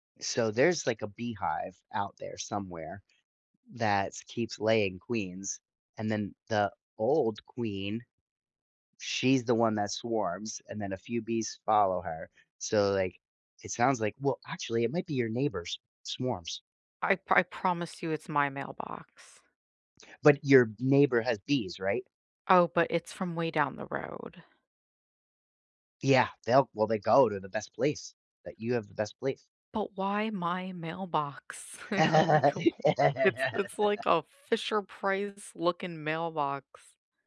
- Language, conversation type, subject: English, unstructured, What is the best simple pleasure you’ve discovered recently, and is prioritizing small joys truly worthwhile?
- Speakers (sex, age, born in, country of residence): female, 30-34, United States, United States; male, 45-49, United States, United States
- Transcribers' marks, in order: tapping; unintelligible speech; laugh; other background noise